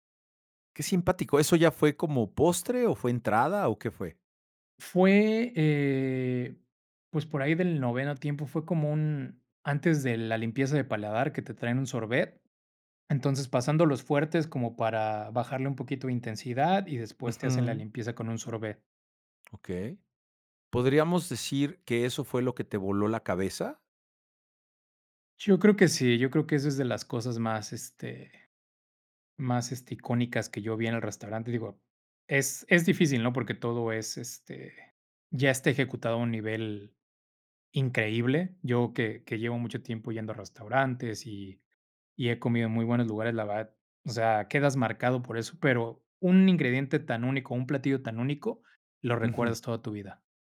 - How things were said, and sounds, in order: none
- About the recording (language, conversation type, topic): Spanish, podcast, ¿Cuál fue la mejor comida que recuerdas haber probado?